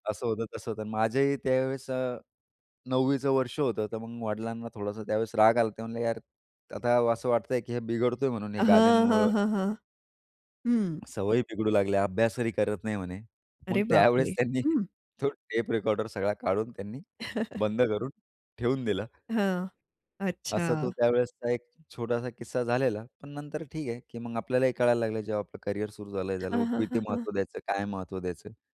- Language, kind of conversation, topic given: Marathi, podcast, ज्याने तुम्हाला संगीताकडे ओढले, त्याचा तुमच्यावर नेमका काय प्रभाव पडला?
- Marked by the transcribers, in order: tapping; laugh